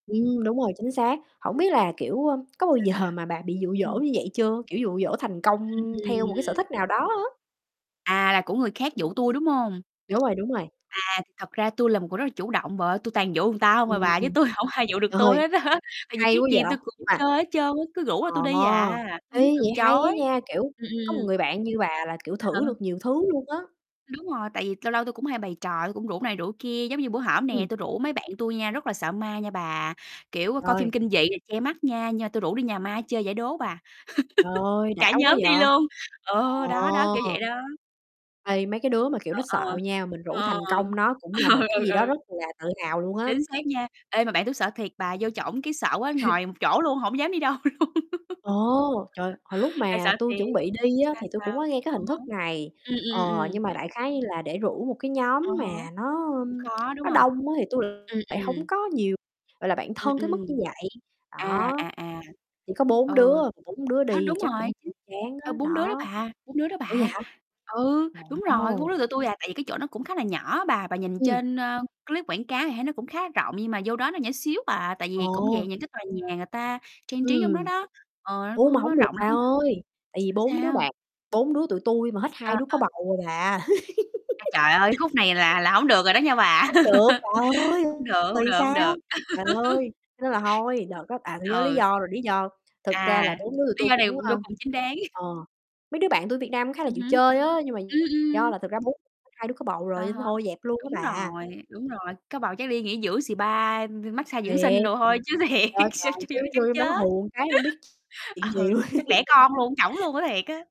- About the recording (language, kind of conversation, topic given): Vietnamese, unstructured, Bạn nghĩ việc thuyết phục người khác cùng tham gia sở thích của mình có khó không?
- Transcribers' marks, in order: other background noise; distorted speech; laughing while speaking: "giờ"; tapping; "người" said as "ừn"; laughing while speaking: "Rồi"; laughing while speaking: "tui hổng ai dụ"; laughing while speaking: "hết á"; chuckle; chuckle; chuckle; laughing while speaking: "đâu luôn"; laugh; mechanical hum; laugh; chuckle; laugh; other noise; chuckle; unintelligible speech; laughing while speaking: "thiệt s chui vô đó chắc chết. Ờ"; "một" said as "ờn"; chuckle; laughing while speaking: "luôn"; chuckle